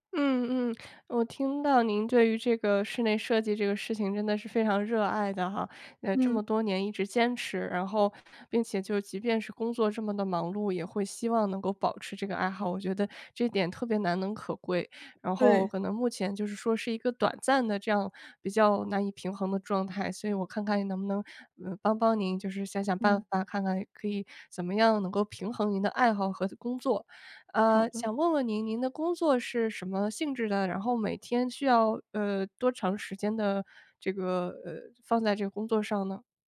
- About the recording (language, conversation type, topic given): Chinese, advice, 如何在繁忙的工作中平衡工作与爱好？
- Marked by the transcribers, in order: none